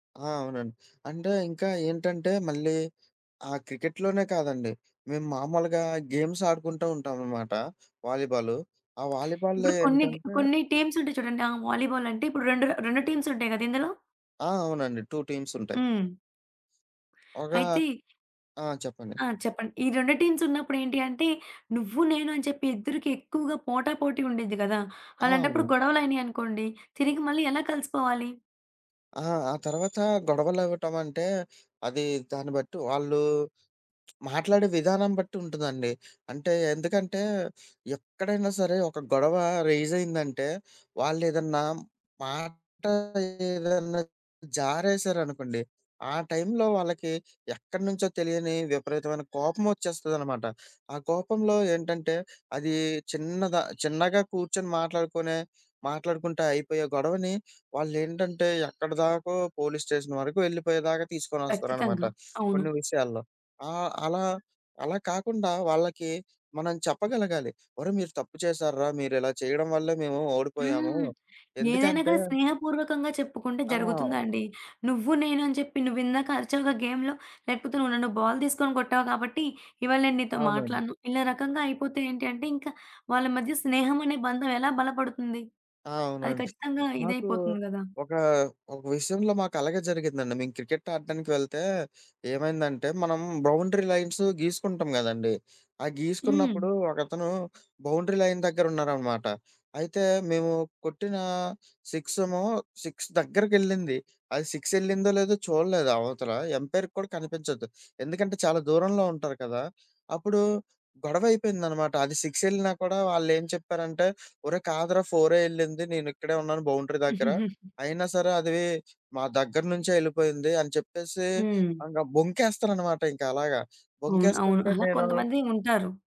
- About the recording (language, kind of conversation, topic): Telugu, podcast, జట్టులో విశ్వాసాన్ని మీరు ఎలా పెంపొందిస్తారు?
- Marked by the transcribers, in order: in English: "గేమ్స్"; other background noise; in English: "టీమ్స్"; in English: "టీమ్స్"; in English: "టూ"; in English: "టీమ్స్"; lip smack; in English: "రైజ్"; in English: "పోలీస్ స్టేషన్"; tapping; in English: "గేమ్‌లో"; in English: "బౌండరీ"; in English: "బౌండరీ లైన్"; in English: "సిక్స్"; in English: "సిక్స్"; in English: "సిక్స్"; in English: "ఎంపైర్‌కి"; in English: "సిక్స్"; chuckle; in English: "బౌండరీ"